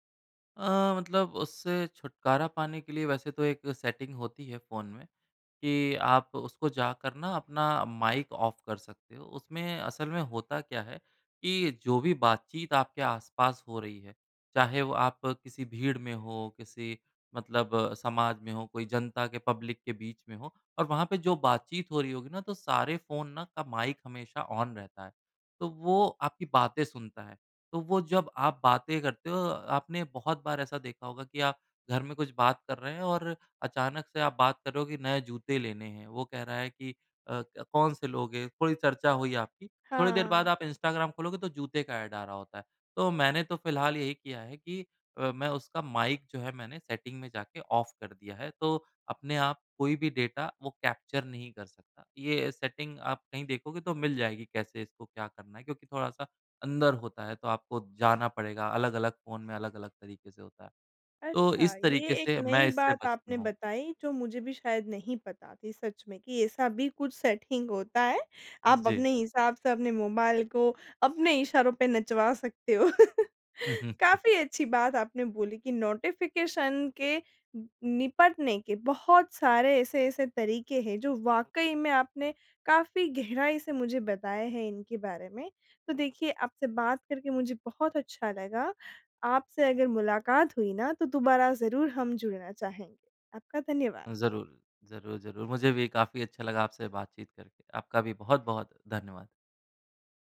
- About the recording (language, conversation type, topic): Hindi, podcast, नोटिफ़िकेशन से निपटने का आपका तरीका क्या है?
- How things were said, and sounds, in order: in English: "ऑफ"; in English: "ऑन"; in English: "एड"; in English: "ऑफ़"; in English: "डेटा"; in English: "कैप्चर"; laughing while speaking: "हो"; laugh; chuckle; in English: "नोटिफिकेशन"